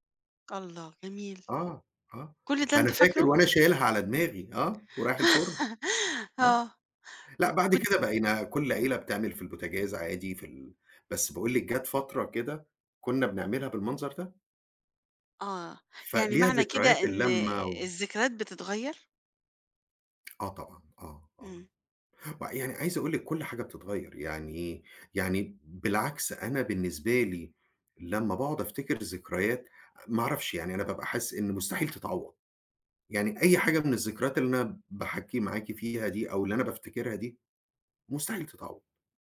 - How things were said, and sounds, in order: laugh; tapping
- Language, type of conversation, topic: Arabic, podcast, إيه الأكلة التقليدية اللي بتفكّرك بذكرياتك؟